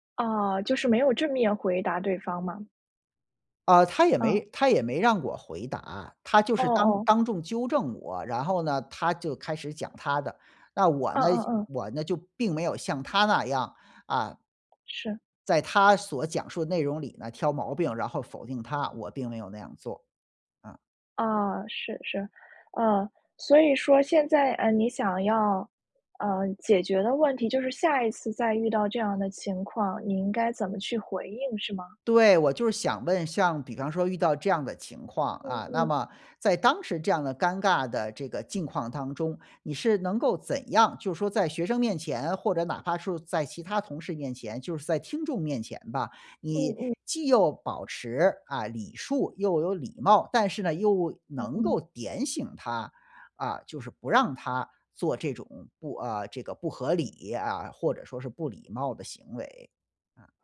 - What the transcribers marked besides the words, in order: tapping
- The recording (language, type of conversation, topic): Chinese, advice, 在聚会中被当众纠正时，我感到尴尬和愤怒该怎么办？
- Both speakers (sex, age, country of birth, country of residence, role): female, 20-24, China, United States, advisor; male, 45-49, China, United States, user